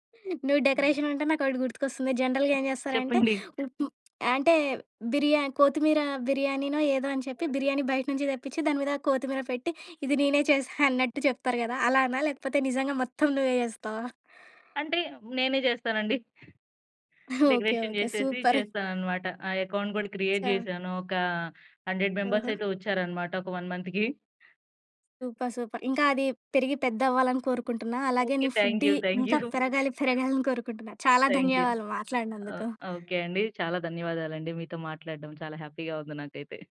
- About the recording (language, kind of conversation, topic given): Telugu, podcast, ఆహారం తింటూ పూర్తి శ్రద్ధగా ఉండటం మీకు ఎలా ఉపయోగపడింది?
- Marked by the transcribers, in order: other background noise; in English: "జనరల్‌గా"; other noise; background speech; "కోతిమీర" said as "కొత్తిమీర"; chuckle; in English: "డెకరేషన్"; in English: "సూపర్!"; in English: "ఎకౌంట్"; in English: "క్రియేట్"; in English: "హండ్రెడ్ మెంబర్స్"; in English: "వన్ మంత్‌కి"; in English: "సూపర్, సూపర్!"; in English: "ఫుడ్డి"; chuckle; "ధన్యవాదాలు" said as "ధన్యవాలు"; in English: "హ్యాపీగా"